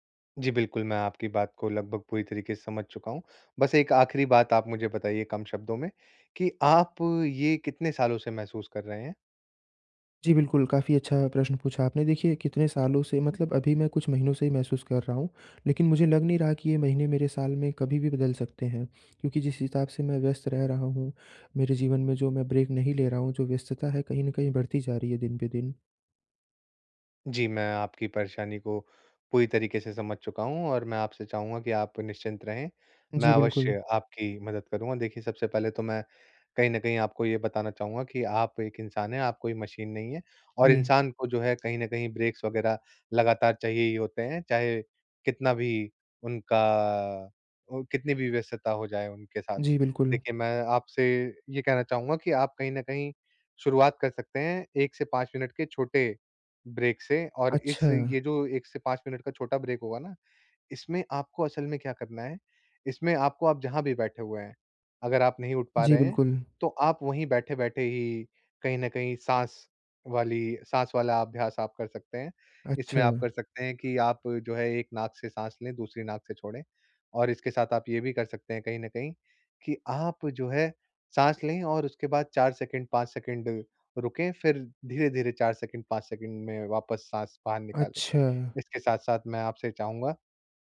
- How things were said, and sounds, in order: in English: "ब्रेक"; in English: "ब्रेक्स"; in English: "ब्रेक"; in English: "ब्रेक"
- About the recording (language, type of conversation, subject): Hindi, advice, व्यस्तता में काम के बीच छोटे-छोटे सचेत विराम कैसे जोड़ूँ?
- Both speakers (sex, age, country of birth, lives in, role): male, 20-24, India, India, user; male, 25-29, India, India, advisor